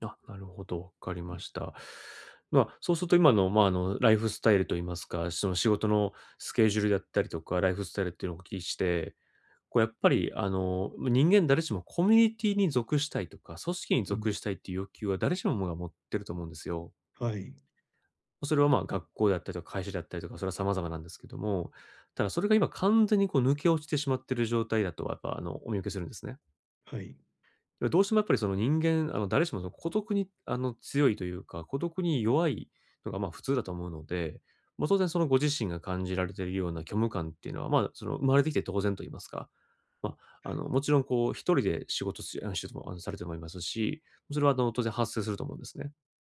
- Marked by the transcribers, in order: other noise
- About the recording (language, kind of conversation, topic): Japanese, advice, 記念日や何かのきっかけで湧いてくる喪失感や満たされない期待に、穏やかに対処するにはどうすればよいですか？
- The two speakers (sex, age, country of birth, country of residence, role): male, 30-34, Japan, Japan, advisor; male, 45-49, Japan, Japan, user